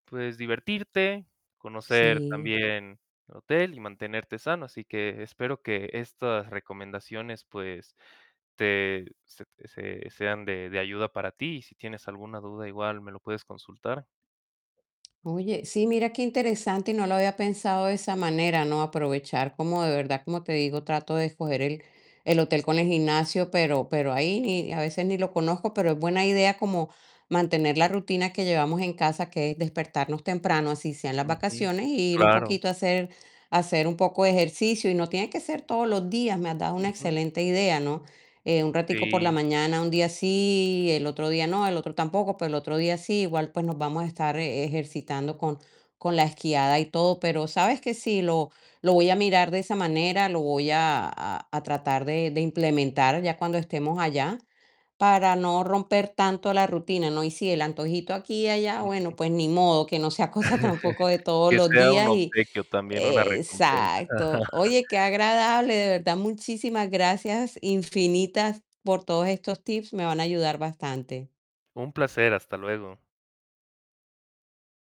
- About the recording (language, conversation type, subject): Spanish, advice, ¿Cómo puedo mantener hábitos saludables cuando viajo o me voy de fin de semana?
- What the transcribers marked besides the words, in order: static; other background noise; tapping; distorted speech; laugh; laughing while speaking: "cosa"; laugh